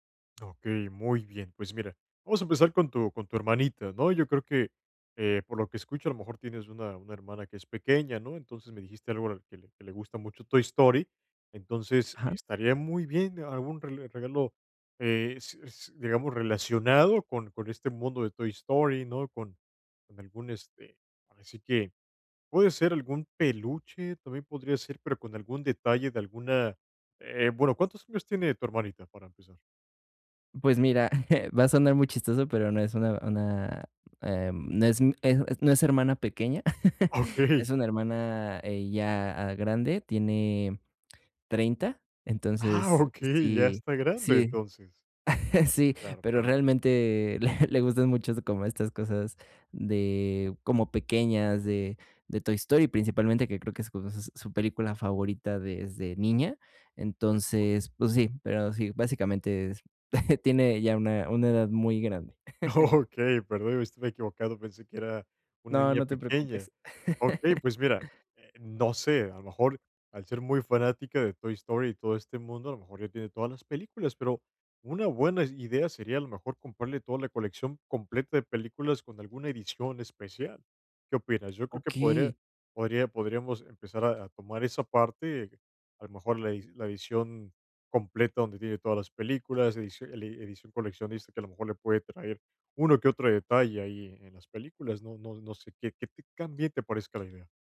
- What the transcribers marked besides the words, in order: chuckle; laughing while speaking: "Okey"; laugh; chuckle; laughing while speaking: "le"; chuckle; laughing while speaking: "Okey"; chuckle; laugh
- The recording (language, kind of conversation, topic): Spanish, advice, ¿Cómo puedo encontrar regalos originales y significativos?